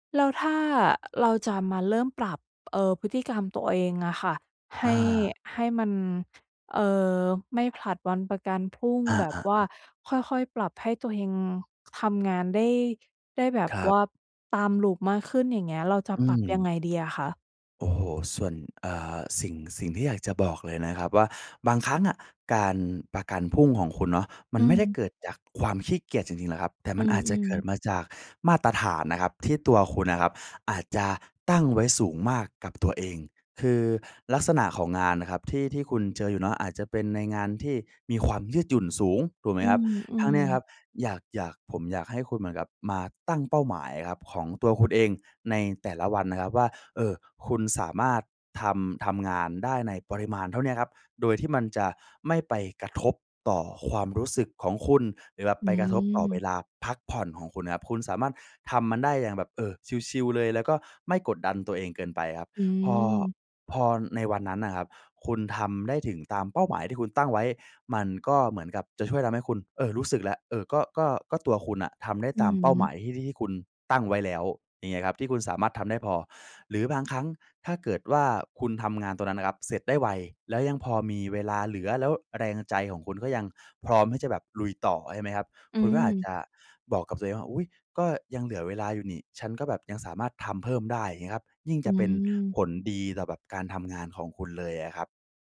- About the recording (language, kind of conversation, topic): Thai, advice, ฉันจะเลิกนิสัยผัดวันประกันพรุ่งและฝึกให้รับผิดชอบมากขึ้นได้อย่างไร?
- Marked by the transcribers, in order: other noise